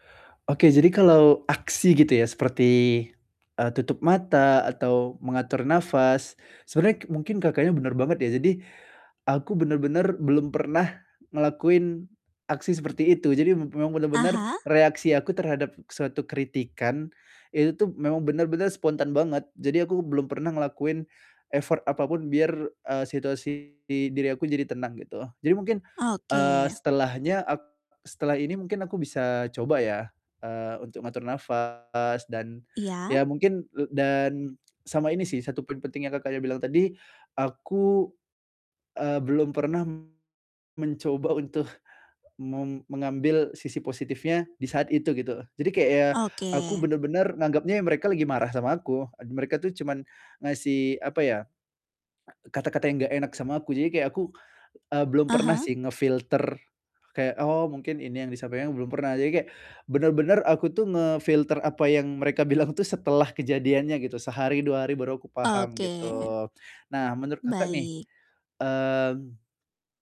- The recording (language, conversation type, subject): Indonesian, advice, Bagaimana cara tetap tenang saat menerima umpan balik?
- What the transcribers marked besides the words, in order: in English: "effort"; distorted speech; laughing while speaking: "untuk"; in English: "nge-filter"; in English: "nge-filter"; laughing while speaking: "bilang"